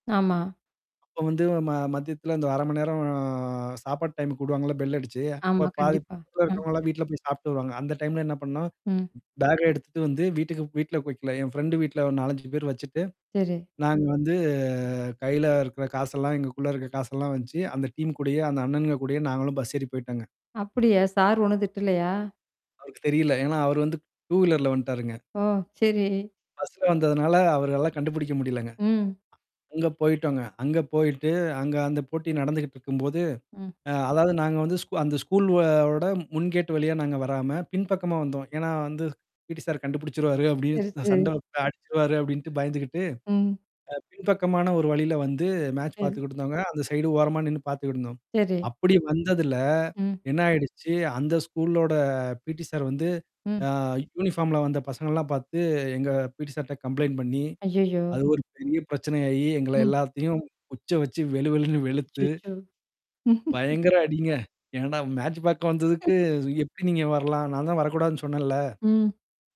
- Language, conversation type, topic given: Tamil, podcast, இன்றுவரை நீங்கள் பார்த்த மிகவும் நினைவில் நிற்கும் நேரடி அனுபவம் எது?
- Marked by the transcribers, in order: static; tapping; mechanical hum; drawn out: "ஆ"; in English: "பெல்"; other background noise; distorted speech; in English: "டைம்ல"; in English: "பேக்க"; "குடுக்கல" said as "குயக்கல"; background speech; drawn out: "வந்து"; in English: "டீம்"; in English: "டூவீலர்ல"; laughing while speaking: "சரி"; in English: "பீடி சார்"; in English: "மேட்ச்"; in English: "சைடு"; in English: "பீடி சார்"; in English: "பீடி சார்ட்ட கம்ப்ளைண்ட்"; laughing while speaking: "குச்ச வச்சு வெளு வெளுன்னு வெளுத்து"; laugh; in English: "மேட்ச்"